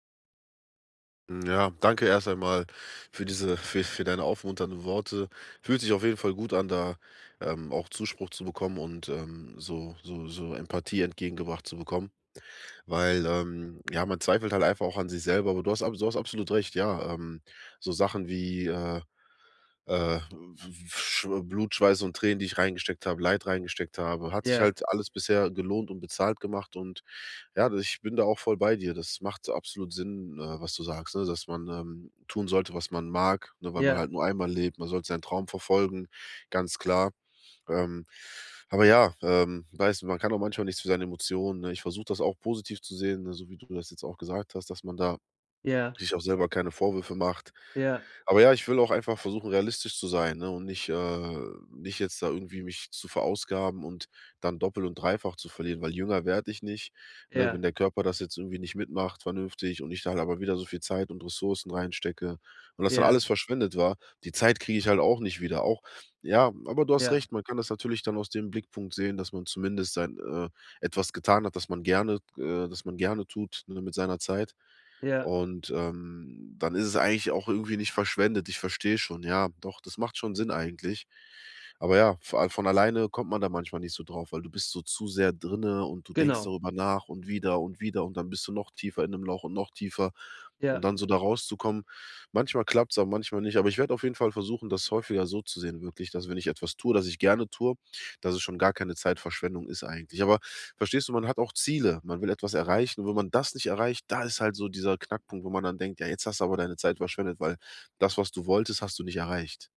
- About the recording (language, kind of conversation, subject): German, advice, Wie kann ich die Angst vor Zeitverschwendung überwinden und ohne Schuldgefühle entspannen?
- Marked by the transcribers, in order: none